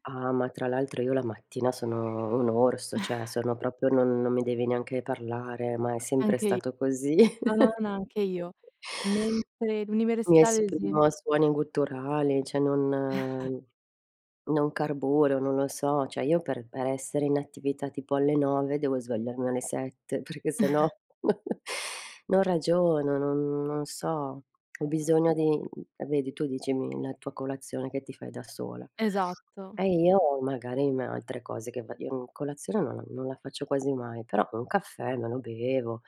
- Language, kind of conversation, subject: Italian, unstructured, Cosa ti piace fare quando sei in compagnia?
- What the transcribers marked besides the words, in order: chuckle; "proprio" said as "propio"; chuckle; "cioè" said as "ceh"; chuckle; laughing while speaking: "perchè se no"; chuckle; tapping; unintelligible speech